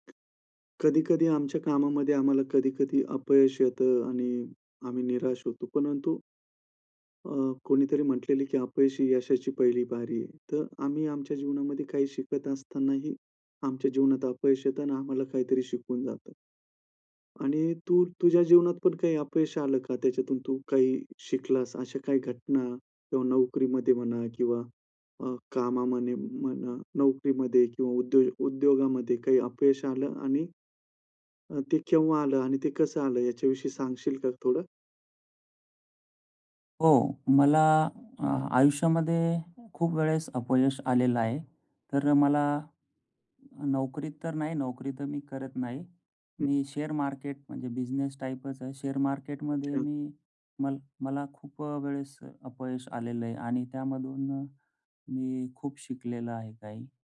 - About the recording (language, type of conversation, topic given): Marathi, podcast, कामात अपयश आलं तर तुम्ही काय शिकता?
- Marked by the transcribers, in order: tapping; "कामामध्ये" said as "कामामने"; in English: "शेअर मार्केट"; in English: "शेअर मार्केट"